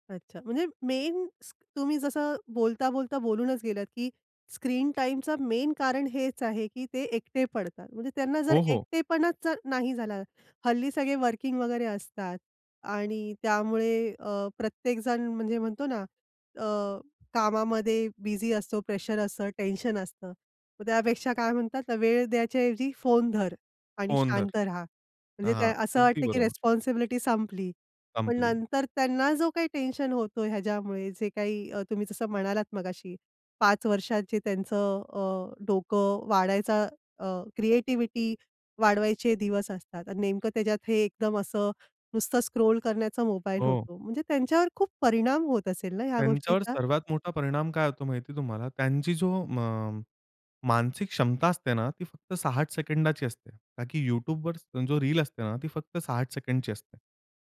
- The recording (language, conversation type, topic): Marathi, podcast, मुलांच्या पडद्यावरच्या वेळेचं नियमन तुम्ही कसं कराल?
- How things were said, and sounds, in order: in English: "मेन"; shush; in English: "मेन"; tapping; in English: "वर्किंग"; in English: "रिस्पॉन्सिबिलिटी"; in English: "स्क्रोल"